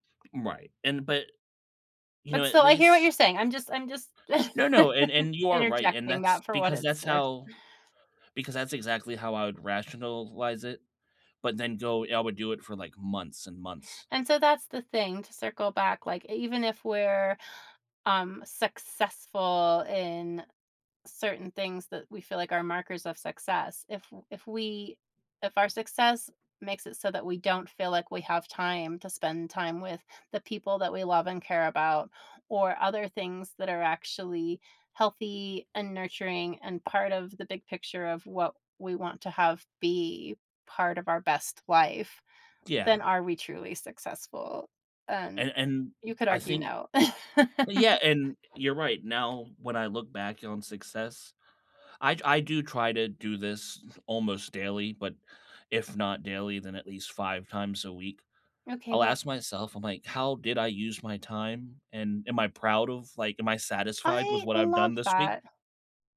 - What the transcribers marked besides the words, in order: tapping; laugh; chuckle; other background noise
- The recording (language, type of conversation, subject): English, unstructured, What does success look like for you in the future?